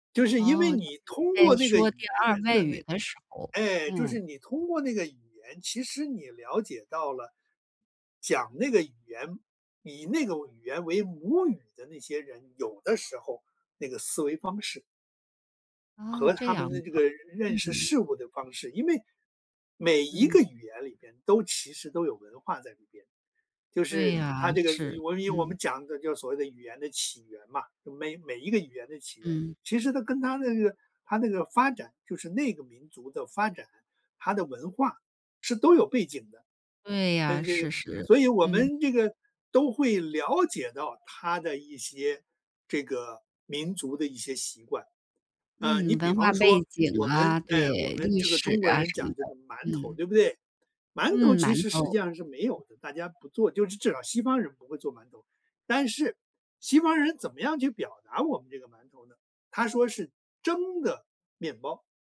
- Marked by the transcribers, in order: tapping; other background noise
- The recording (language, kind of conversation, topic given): Chinese, podcast, 语言对你来说意味着什么？